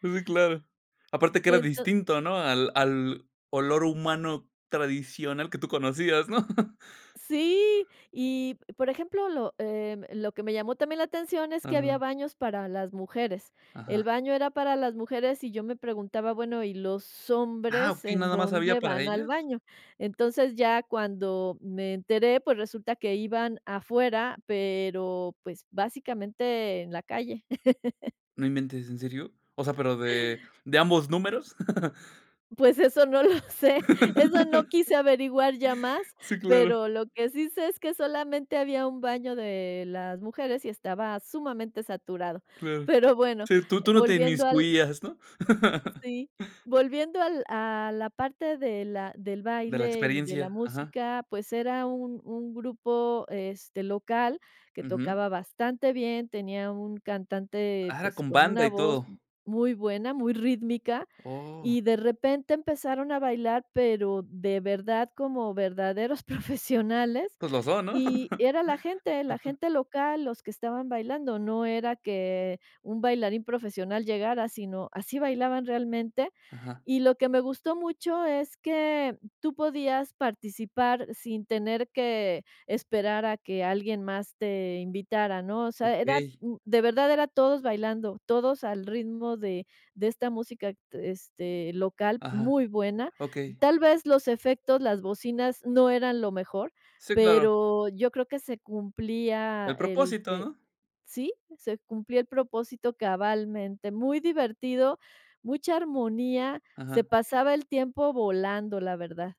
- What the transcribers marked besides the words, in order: laughing while speaking: "¿no?"; other background noise; laugh; chuckle; laughing while speaking: "Pues, eso no lo sé"; tapping; laugh; chuckle; chuckle; chuckle
- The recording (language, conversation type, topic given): Spanish, podcast, ¿Alguna vez te han recomendado algo que solo conocen los locales?